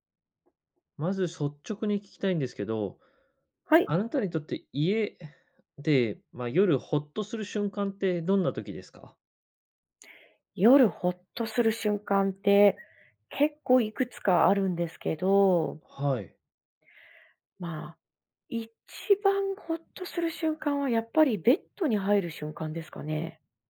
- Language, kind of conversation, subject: Japanese, podcast, 夜、家でほっとする瞬間はいつですか？
- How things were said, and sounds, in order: none